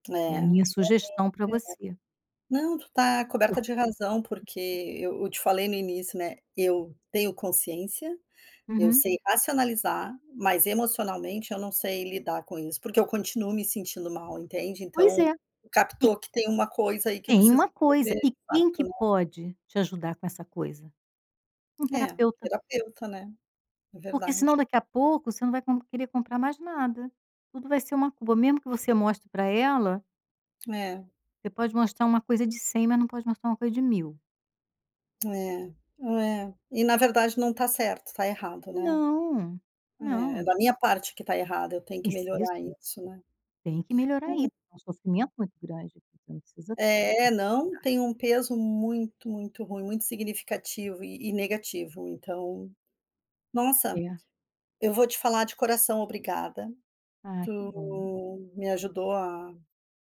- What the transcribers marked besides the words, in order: unintelligible speech; other background noise; tapping; unintelligible speech
- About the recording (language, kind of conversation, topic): Portuguese, advice, Como lidar com a culpa depois de comprar algo caro sem necessidade?